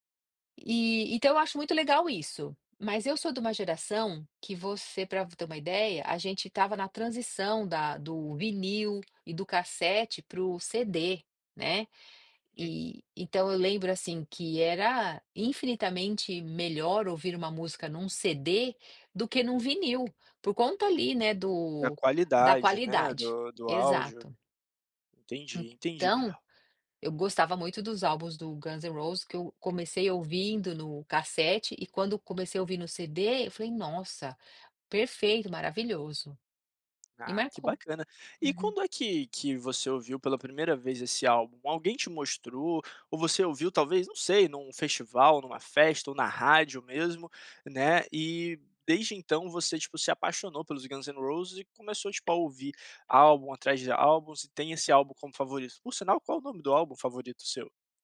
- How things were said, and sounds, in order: none
- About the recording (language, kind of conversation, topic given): Portuguese, podcast, Qual é o álbum que mais marcou você?